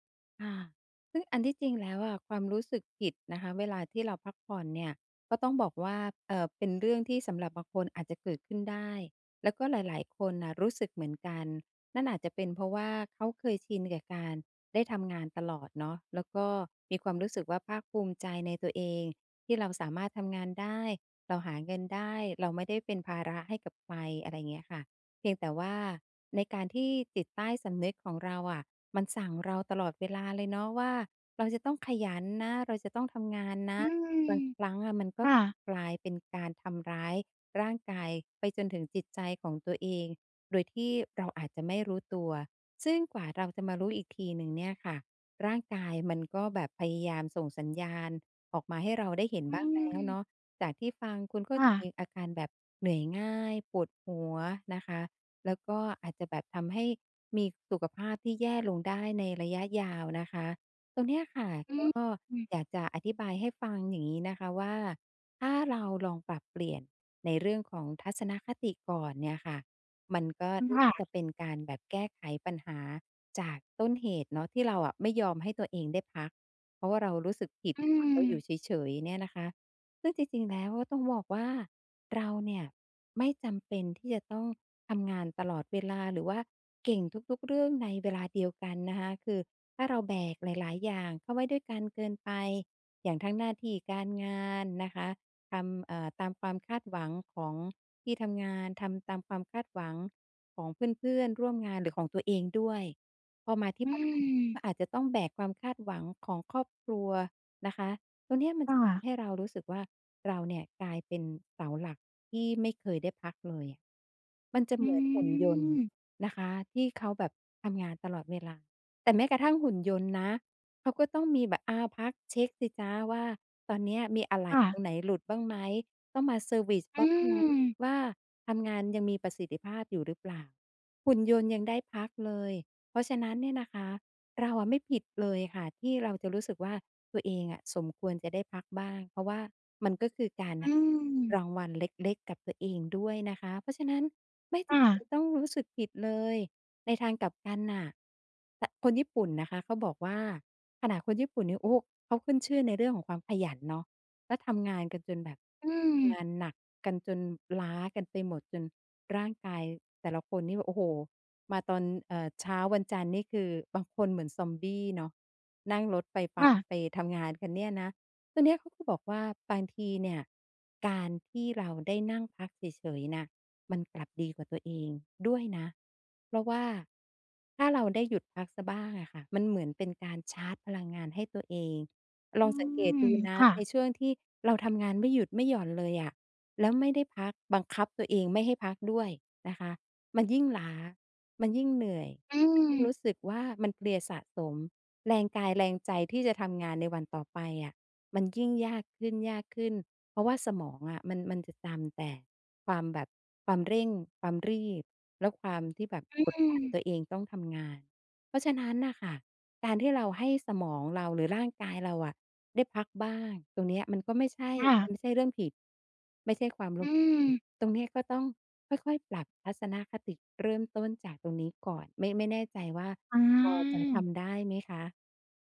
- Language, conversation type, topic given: Thai, advice, ทำไมฉันถึงรู้สึกผิดเวลาให้ตัวเองได้พักผ่อน?
- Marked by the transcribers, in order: none